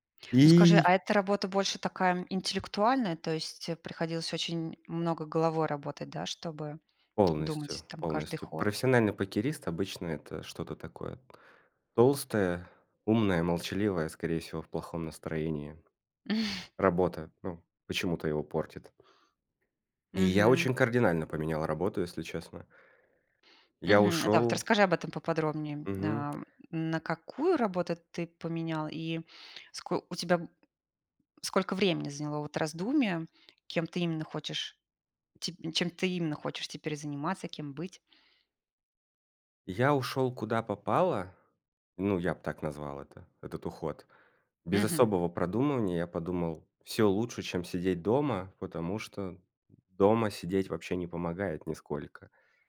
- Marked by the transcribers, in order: chuckle; tapping
- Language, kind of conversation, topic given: Russian, podcast, Что для тебя важнее: деньги или удовольствие от работы?